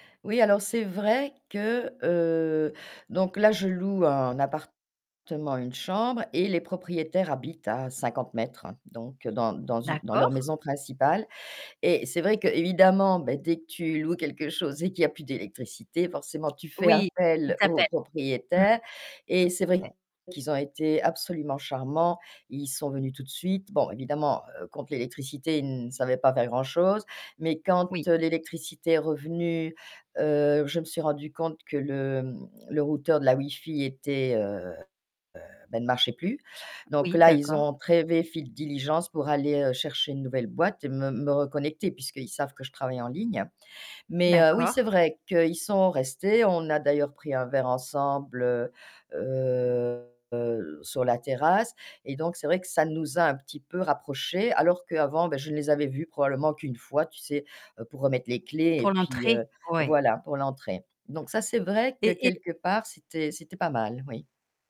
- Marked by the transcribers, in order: static; distorted speech; tapping; unintelligible speech; unintelligible speech; drawn out: "heu"; other background noise
- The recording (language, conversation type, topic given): French, advice, Comment vis-tu l’isolement depuis ton déménagement dans une nouvelle ville ?
- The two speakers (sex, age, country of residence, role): female, 40-44, France, advisor; female, 60-64, France, user